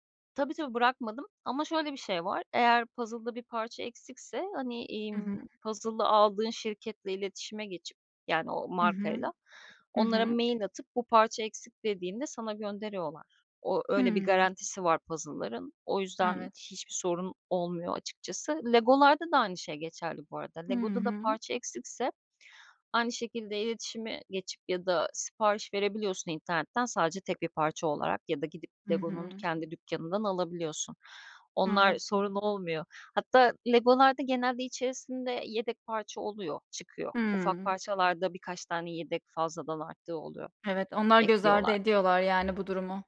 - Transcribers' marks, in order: none
- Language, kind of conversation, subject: Turkish, podcast, Boş zamanlarını genelde nasıl değerlendiriyorsun?